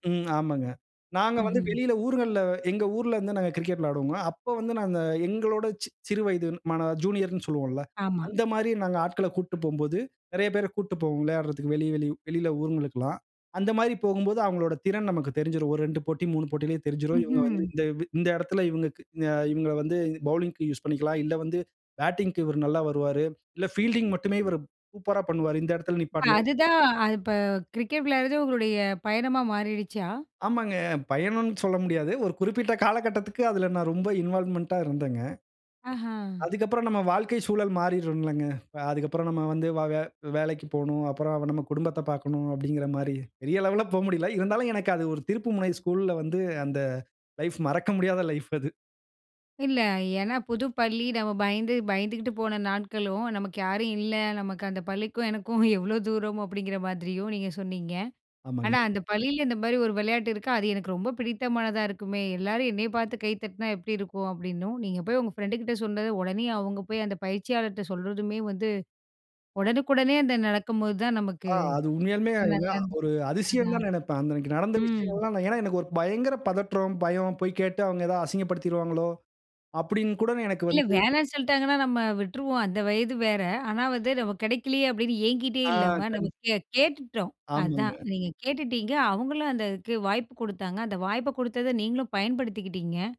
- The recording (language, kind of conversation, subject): Tamil, podcast, பள்ளி அல்லது கல்லூரியில் உங்களுக்கு வாழ்க்கையில் திருப்புமுனையாக அமைந்த நிகழ்வு எது?
- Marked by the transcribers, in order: in English: "பவுலிங்க்கு யூசு"; in English: "பேட்டிங்க்கு"; in English: "இன்வால்வ்மென்ட்டா"; chuckle